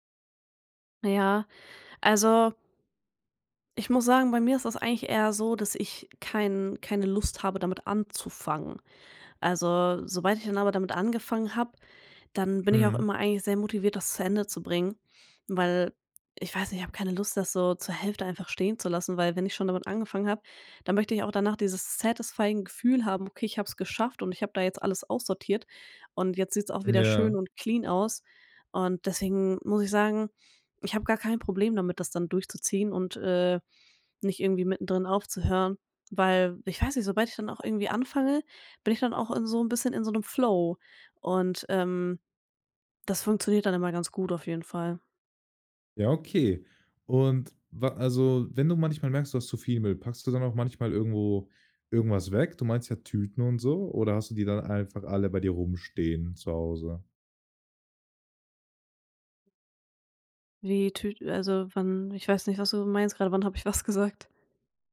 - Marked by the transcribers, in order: in English: "satisfying"; in English: "clean"; in English: "Flow"; joyful: "was gesagt?"
- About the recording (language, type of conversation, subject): German, podcast, Wie gehst du beim Ausmisten eigentlich vor?